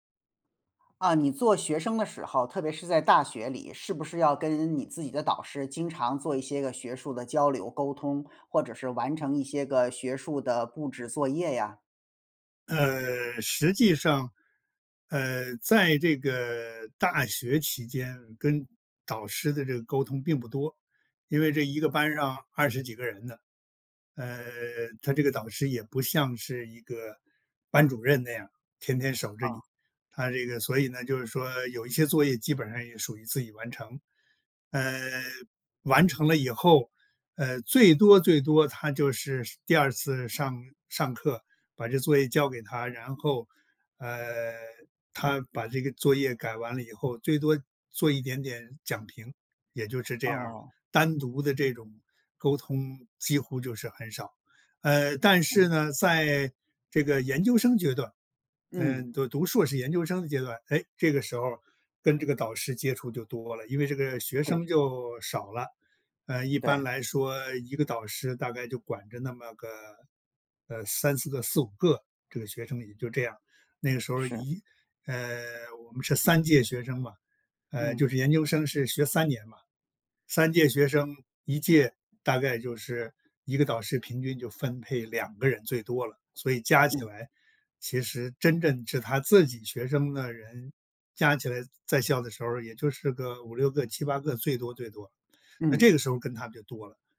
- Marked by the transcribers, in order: other background noise
- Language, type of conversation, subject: Chinese, podcast, 怎么把导师的建议变成实际行动？